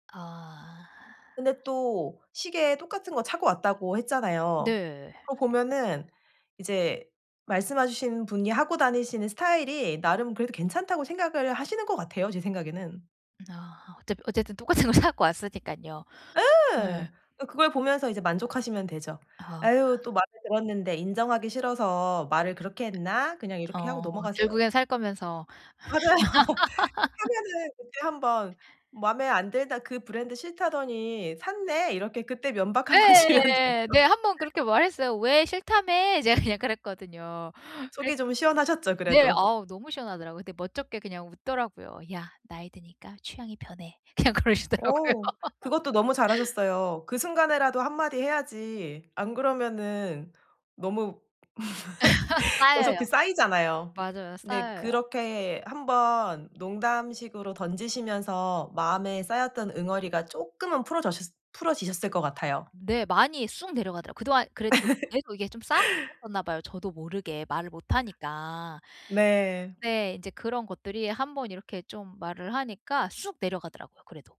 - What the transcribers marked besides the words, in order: other background noise; laughing while speaking: "맞아요"; laugh; laughing while speaking: "한번 주면 되죠"; laughing while speaking: "그냥 그러시더라고요"; laugh; laugh; laugh
- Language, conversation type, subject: Korean, advice, 피드백을 받을 때 방어적으로 반응하지 않으려면 어떻게 해야 하나요?